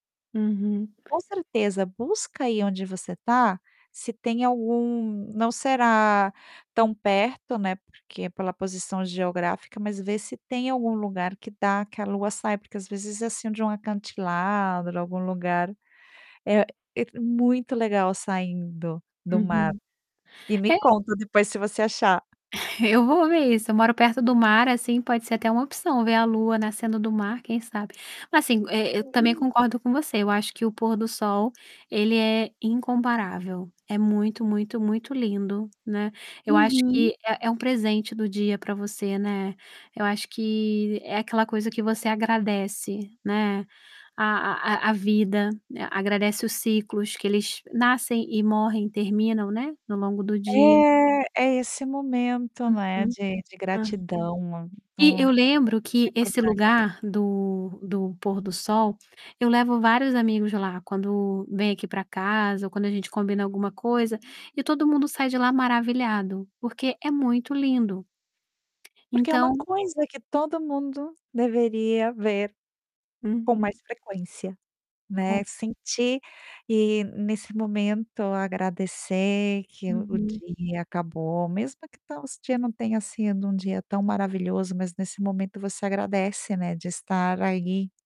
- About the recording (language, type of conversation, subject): Portuguese, podcast, Como você pode apresentar a natureza a alguém que nunca se sentiu conectado a ela?
- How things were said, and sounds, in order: static; tapping; in Spanish: "acantilado"; distorted speech; chuckle; unintelligible speech; other background noise